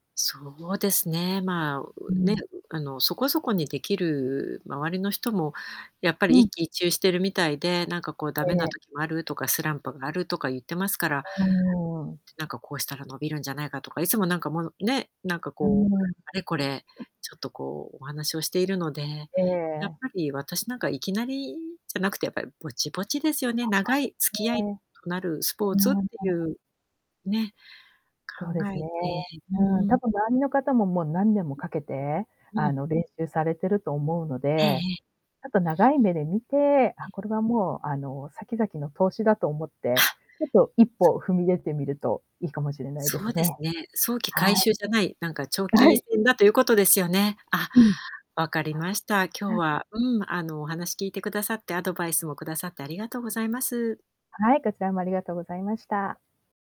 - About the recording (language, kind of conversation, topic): Japanese, advice, どうすれば失敗を恐れずに新しいことに挑戦できますか？
- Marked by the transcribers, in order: other background noise; unintelligible speech; laughing while speaking: "はい"